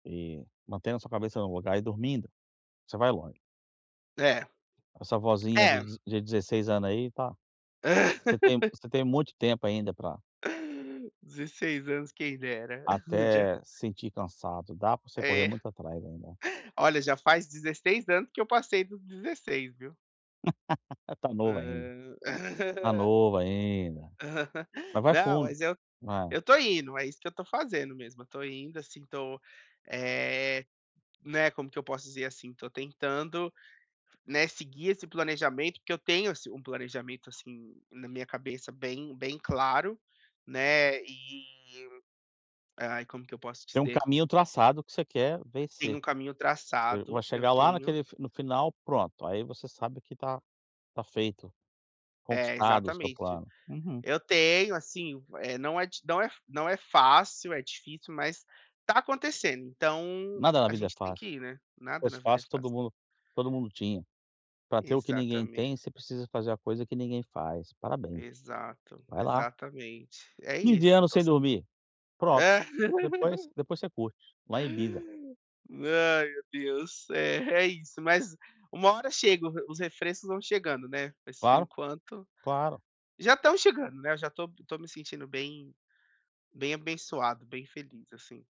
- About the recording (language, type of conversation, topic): Portuguese, advice, Como posso relaxar em casa sem me sentir culpado?
- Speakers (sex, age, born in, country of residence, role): male, 30-34, Brazil, United States, user; male, 45-49, Brazil, United States, advisor
- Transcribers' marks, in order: tapping; laugh; laugh; laugh; unintelligible speech; laugh; laugh; laugh